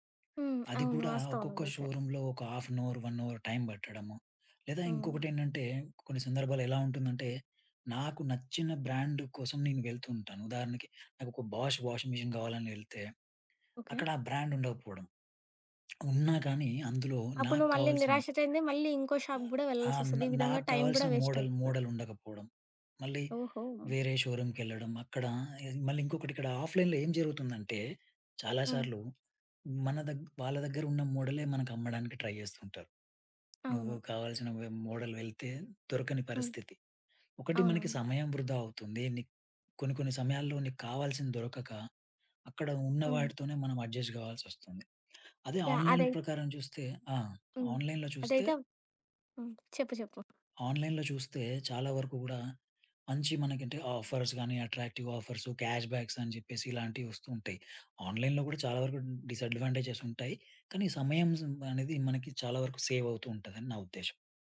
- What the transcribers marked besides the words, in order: other background noise; in English: "షోరూమ్‌లో"; in English: "హాఫ్ ఏన్ అవర్, వన్ అవర్ టైమ్"; in English: "బ్రాండ్"; in English: "వాషింగ్ మిషన్"; in English: "బ్రాండ్"; in English: "షాప్‌కి"; in English: "మోడల్ మోడల్"; in English: "వేస్ట్"; in English: "షోరూమ్‌కెళ్ళడం"; in English: "ఆఫ్‌లైన్‌లో"; in English: "ట్రై"; in English: "మోడల్"; in English: "అడ్జస్ట్"; in English: "ఆన్‌లైన్"; in English: "ఆన్‌లైన్‌లో"; in English: "ఆన్‌లైన్‌లో"; in English: "ఆఫర్స్"; in English: "అట్రాక్టివ్ ఆఫర్స్, క్యాష్ బ్యాక్స్"; in English: "ఆన్‌లైన్‌లో"; in English: "డిసడ్వాంటేజేస్"; in English: "సేవ్"
- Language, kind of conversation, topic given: Telugu, podcast, ఆన్‌లైన్ షాపింగ్‌లో మీరు ఎలా సురక్షితంగా ఉంటారు?